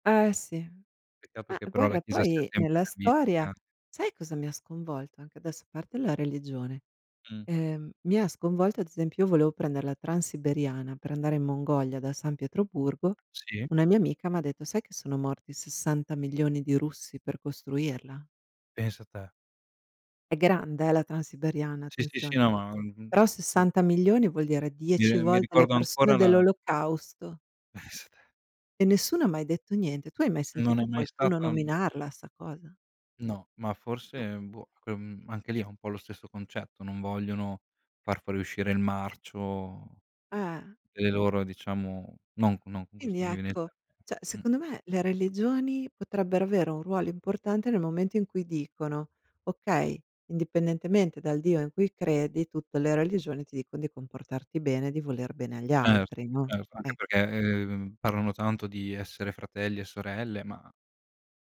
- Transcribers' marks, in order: unintelligible speech; chuckle; "cioè" said as "ceh"
- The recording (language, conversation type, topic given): Italian, unstructured, In che modo la religione può unire o dividere le persone?